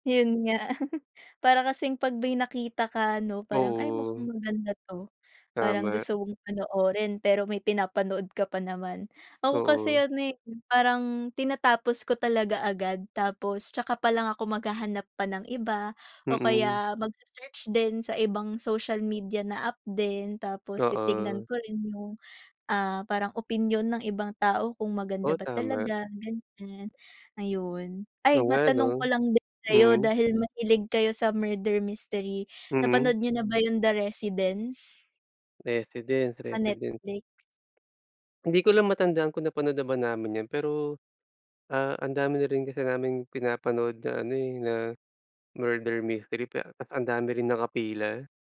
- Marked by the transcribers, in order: chuckle; other background noise
- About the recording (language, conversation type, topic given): Filipino, unstructured, Ano ang paborito mong paraan ng pagpapahinga gamit ang teknolohiya?